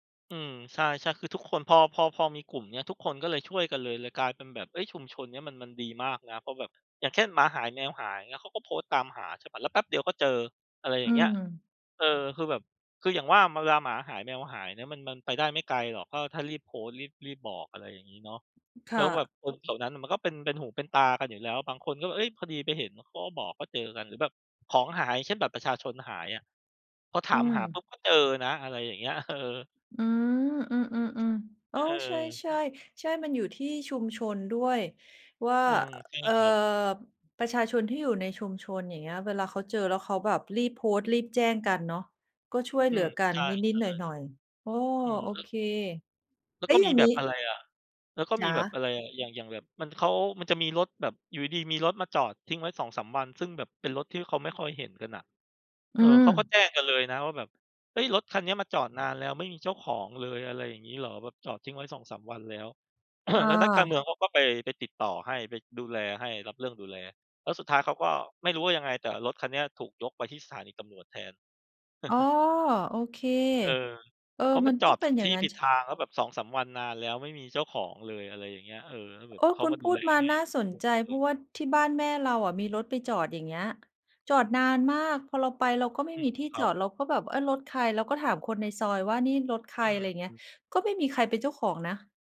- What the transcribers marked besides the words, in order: other background noise; throat clearing; chuckle; tapping
- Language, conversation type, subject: Thai, unstructured, คนในชุมชนช่วยกันแก้ปัญหาต่าง ๆ ได้อย่างไรบ้าง?